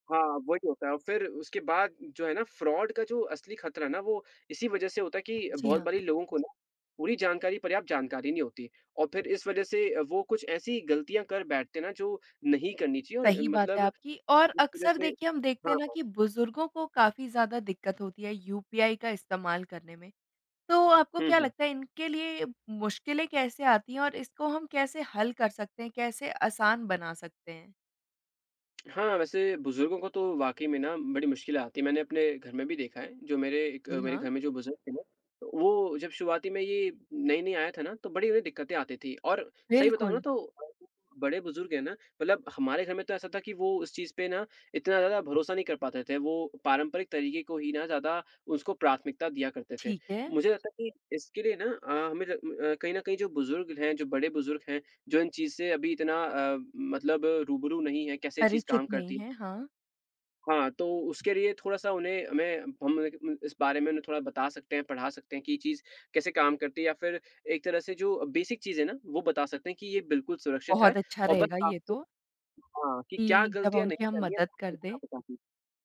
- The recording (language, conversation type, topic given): Hindi, podcast, आप ऑनलाइन बैंकिंग और यूपीआई के फायदे-नुकसान को कैसे देखते हैं?
- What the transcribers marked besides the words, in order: in English: "फ्रॉड"; in English: "बेसिक"; other background noise